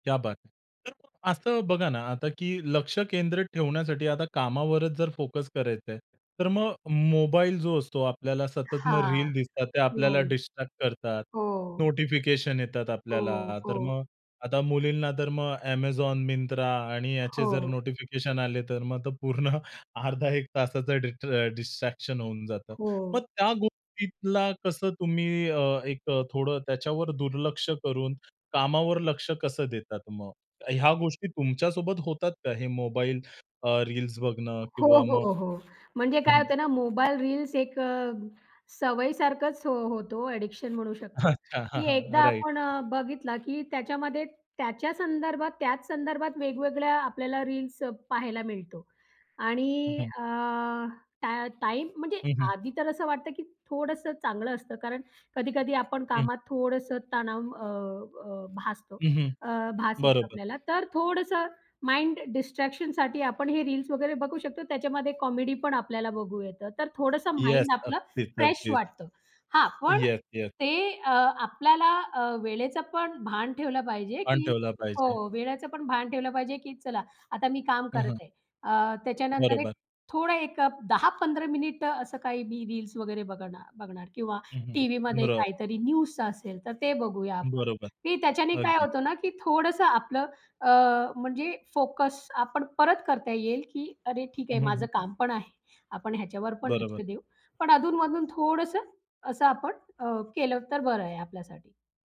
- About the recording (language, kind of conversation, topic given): Marathi, podcast, कामात लक्ष केंद्रित ठेवण्यासाठी तुम्ही काय करता?
- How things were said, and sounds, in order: in Hindi: "क्या बात हैं!"; in English: "डिस्ट्रॅक्ट"; laughing while speaking: "पूर्ण अर्धा एक तासाचं डिस्ट्रॅ डिस्ट्रॅक्शन होऊन जातं"; in English: "डिस्ट्रॅक्शन"; in English: "अ‍ॅडिक्शन"; laughing while speaking: "अच्छा! हां, हां. राइट"; in English: "माइंड डिस्ट्रॅक्शनसाठी"; in English: "माइंड"; in English: "फ्रेश"